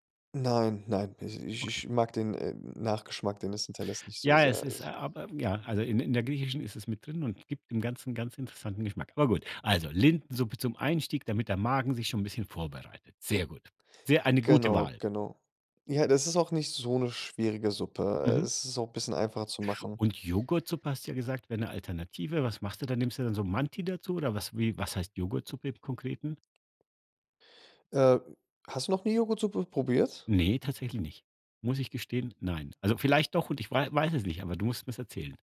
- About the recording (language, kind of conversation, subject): German, podcast, Wie planst du ein Menü für Gäste, ohne in Stress zu geraten?
- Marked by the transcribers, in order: other background noise